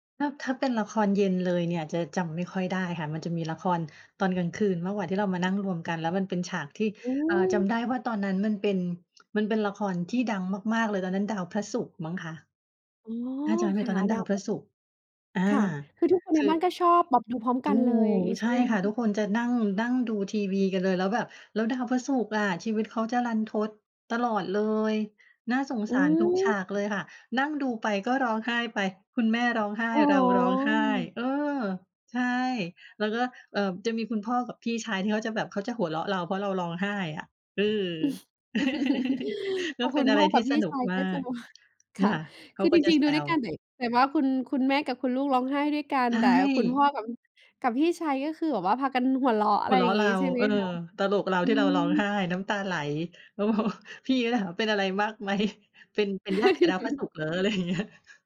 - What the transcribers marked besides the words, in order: chuckle; laughing while speaking: "พอ"; laughing while speaking: "มากไหม ?"; chuckle; laughing while speaking: "อะไรอย่างเงี้ย"
- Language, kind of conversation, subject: Thai, podcast, บรรยากาศตอนนั่งดูละครช่วงเย็นกับครอบครัวที่บ้านเป็นยังไงบ้าง?
- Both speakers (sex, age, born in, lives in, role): female, 35-39, Thailand, Thailand, host; female, 45-49, Thailand, Thailand, guest